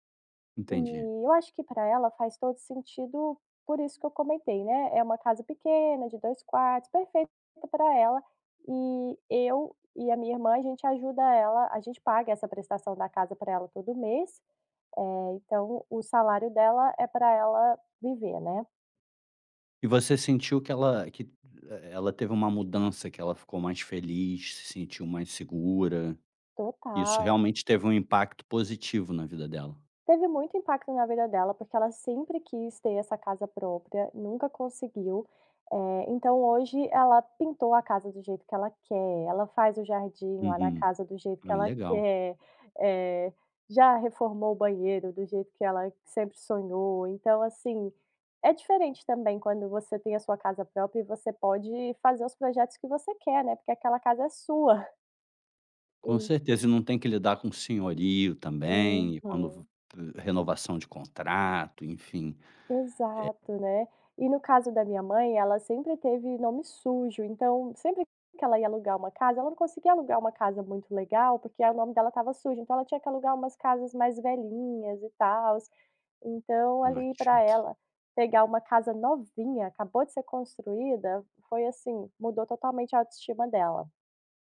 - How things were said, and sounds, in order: drawn out: "Aham"; tapping
- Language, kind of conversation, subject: Portuguese, podcast, Como decidir entre comprar uma casa ou continuar alugando?